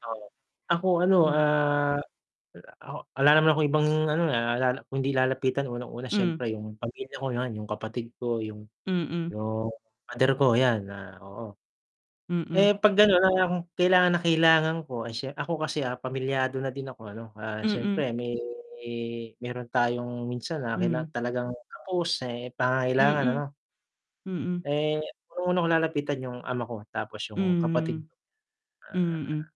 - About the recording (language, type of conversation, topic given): Filipino, unstructured, Paano ka nakikipag-usap kapag kailangan mong humingi ng tulong sa ibang tao?
- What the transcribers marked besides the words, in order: distorted speech; static; tapping